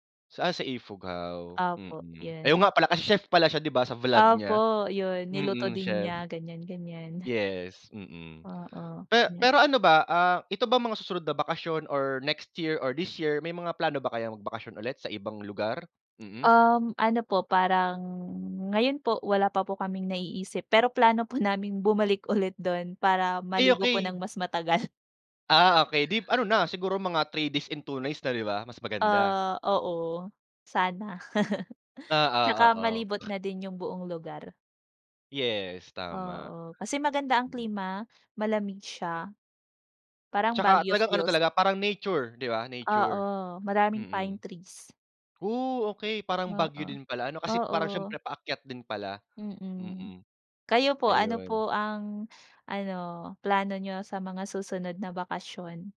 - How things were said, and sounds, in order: tapping; drawn out: "parang"; laughing while speaking: "naming bumalik ulit do'n"; chuckle; other noise
- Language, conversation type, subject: Filipino, unstructured, Ano ang pinakatumatak na pangyayari sa bakasyon mo?